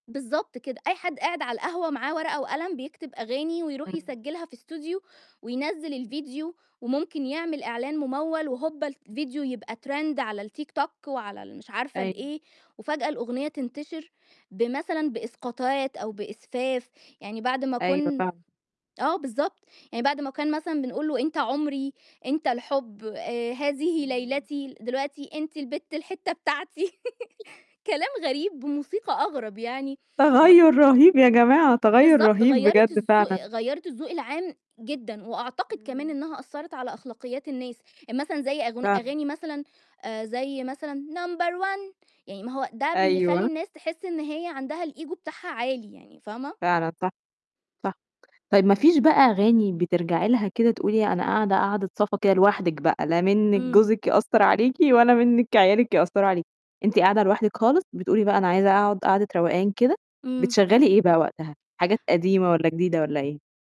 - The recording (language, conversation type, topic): Arabic, podcast, إزاي ذوقك في الموسيقى اتغيّر مع الوقت؟
- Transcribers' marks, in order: distorted speech; in English: "Studio"; in English: "trend"; other noise; laugh; singing: "number one"; in English: "number one"; in English: "الEgo"; laughing while speaking: "يأثّر عليكِ ولا منِك عيالِك يأثّروا"